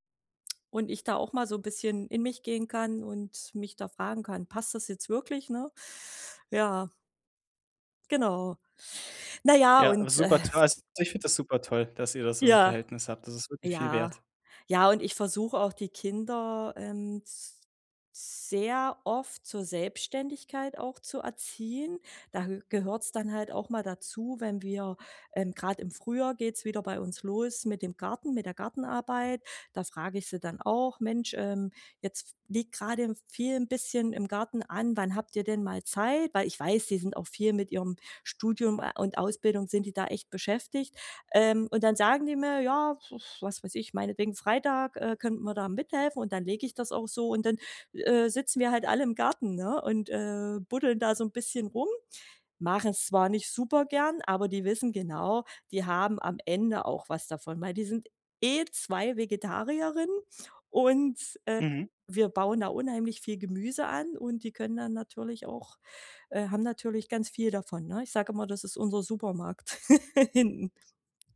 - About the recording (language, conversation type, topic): German, podcast, Wie schafft ihr es trotz Stress, jeden Tag Familienzeit zu haben?
- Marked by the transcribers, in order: other noise; chuckle